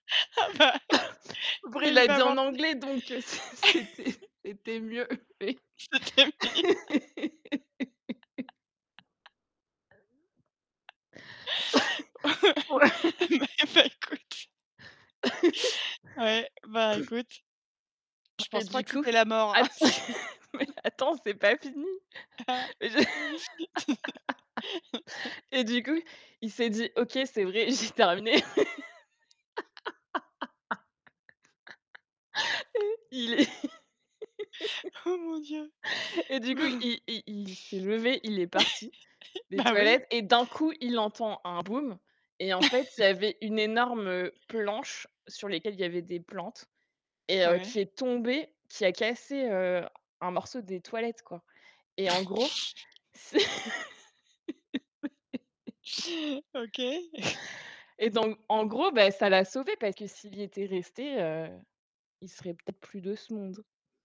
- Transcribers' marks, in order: laughing while speaking: "Ah bah bah il va avoir d"; cough; laughing while speaking: "Après, il l'a dit en anglais, donc, c'est c'était c'était mieux"; chuckle; laughing while speaking: "C'était mieux"; distorted speech; chuckle; laugh; background speech; chuckle; laughing while speaking: "Ah, bah, eh ben écoute"; chuckle; laughing while speaking: "Ouais"; laugh; throat clearing; laugh; laughing while speaking: "si"; laughing while speaking: "mais attends, c'est pas fini. Et"; chuckle; laugh; laugh; chuckle; laughing while speaking: "j'ai terminé"; static; chuckle; tapping; laugh; chuckle; chuckle; chuckle; chuckle; laughing while speaking: "c'est"; laugh; chuckle
- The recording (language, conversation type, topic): French, unstructured, Comment réagis-tu à la peur dans les films d’horreur ?